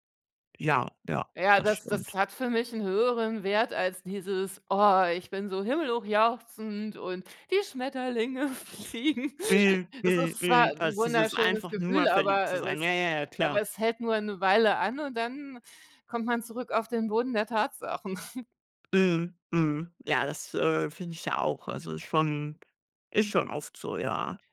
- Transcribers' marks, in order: put-on voice: "himmelhochjauchzend und die Schmetterlinge"; laughing while speaking: "fliegen"; other background noise; chuckle
- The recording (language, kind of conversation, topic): German, unstructured, Was macht eine Freundschaft langfristig stark?